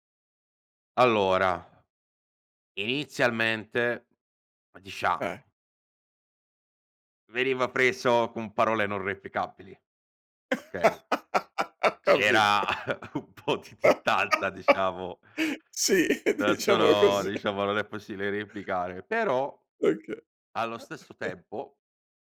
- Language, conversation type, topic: Italian, podcast, Quali valori dovrebbero unire un quartiere?
- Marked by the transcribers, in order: laugh; laughing while speaking: "un po' di distanza, diciamo"; laugh; laughing while speaking: "Sì, diciamo così"; laughing while speaking: "Okay"; chuckle